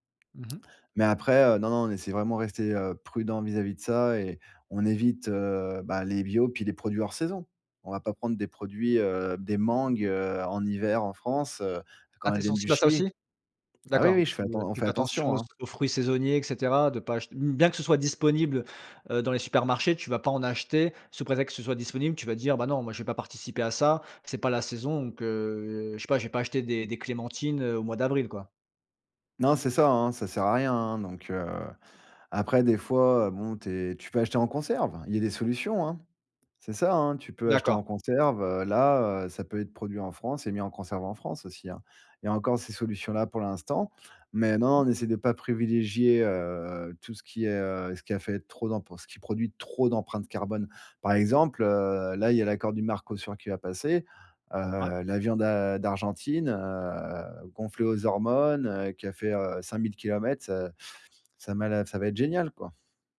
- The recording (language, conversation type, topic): French, podcast, Quel geste simple peux-tu faire près de chez toi pour protéger la biodiversité ?
- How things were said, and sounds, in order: none